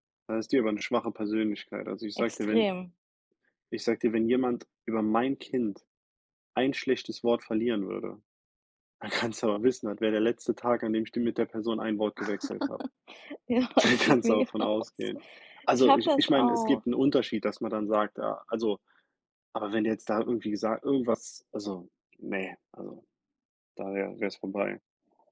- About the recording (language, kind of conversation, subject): German, unstructured, Was tust du, wenn du das Gefühl hast, dass deine Familie dich nicht versteht?
- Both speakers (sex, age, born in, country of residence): female, 25-29, Germany, United States; male, 30-34, Germany, United States
- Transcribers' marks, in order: laughing while speaking: "dann"; laugh; laughing while speaking: "Ja, es geht mir genauso"; laughing while speaking: "Da kannst du"; other background noise